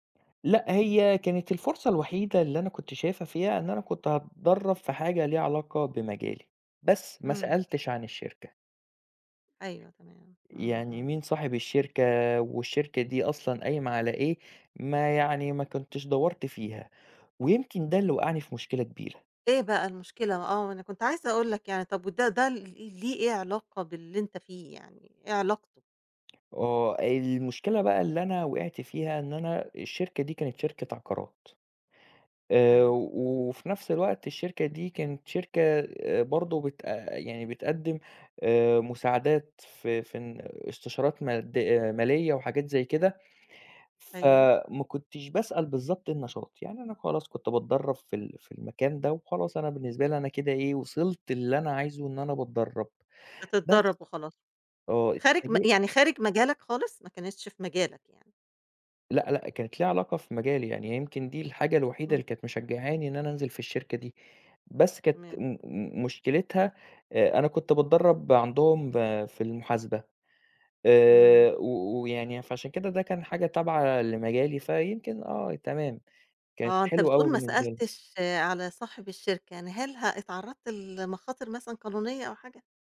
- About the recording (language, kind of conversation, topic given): Arabic, podcast, إزاي الضغط الاجتماعي بيأثر على قراراتك لما تاخد مخاطرة؟
- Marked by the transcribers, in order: tapping